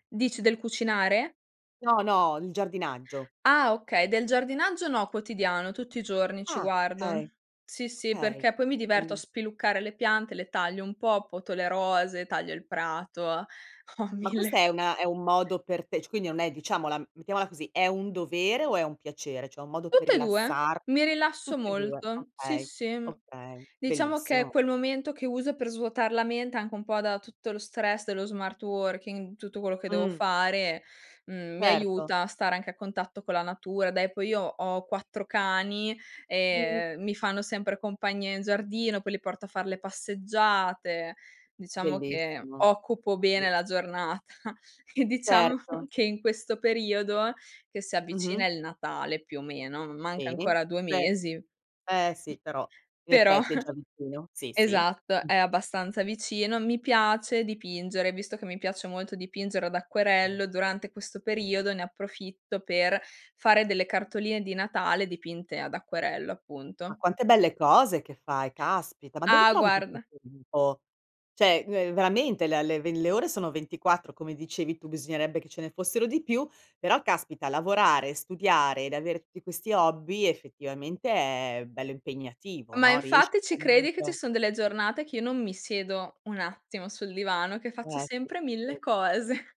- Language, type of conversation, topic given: Italian, podcast, Come gestisci davvero l’equilibrio tra lavoro e vita privata?
- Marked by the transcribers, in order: "okay" said as "kay"; unintelligible speech; laughing while speaking: "Ho mille"; other background noise; "Cioè" said as "cio"; laughing while speaking: "giornata. E diciamo"; laughing while speaking: "però"; "Cioè" said as "ceh"; unintelligible speech; laughing while speaking: "cose"